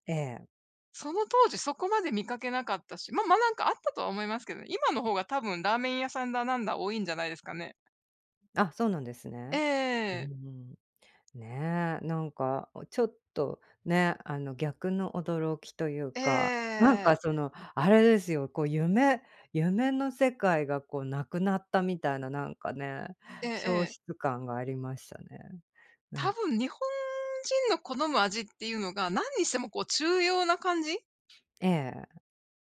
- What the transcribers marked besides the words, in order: other background noise; tapping
- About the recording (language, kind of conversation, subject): Japanese, unstructured, 旅先で食べ物に驚いた経験はありますか？
- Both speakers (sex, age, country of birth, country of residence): female, 45-49, Japan, United States; female, 55-59, Japan, United States